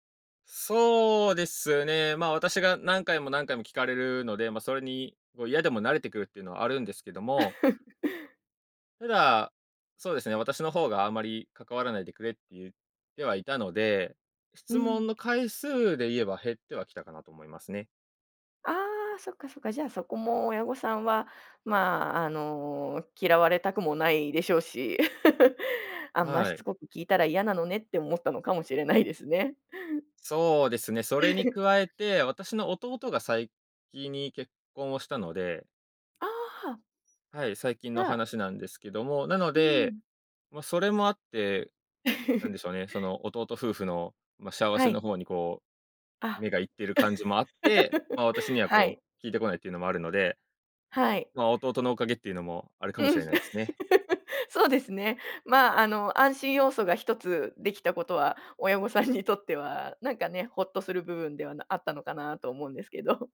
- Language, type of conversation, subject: Japanese, podcast, 親と距離を置いたほうがいいと感じたとき、どうしますか？
- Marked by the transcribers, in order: chuckle; laugh; laugh; "先に" said as "さいきに"; laugh; laugh; laugh; laughing while speaking: "親御さんにとっては"; laughing while speaking: "思うんですけど"